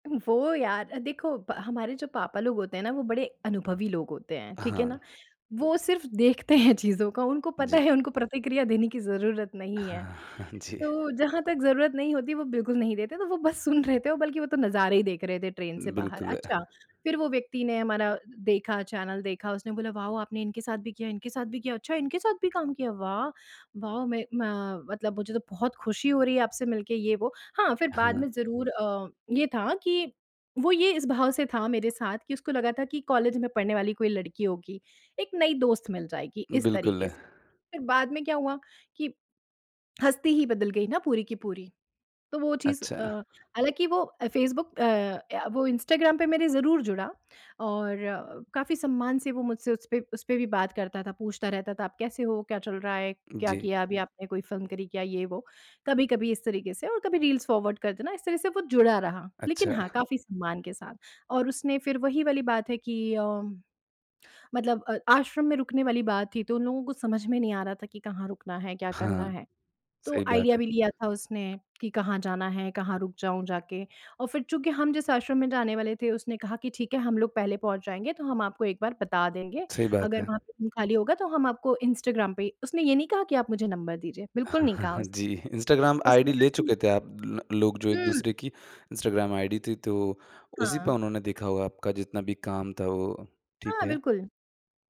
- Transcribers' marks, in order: laughing while speaking: "देखते हैं"; laughing while speaking: "पता है"; chuckle; laughing while speaking: "सुन रहे थे"; in English: "वाओ"; in English: "वाओ"; in English: "फ़ॉरवर्ड"; in English: "आइडिया"; in English: "रूम"
- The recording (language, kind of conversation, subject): Hindi, podcast, रेल या बस की यात्रा के दौरान आपकी कोई यादगार मुलाकात हुई हो, तो उसका किस्सा क्या था?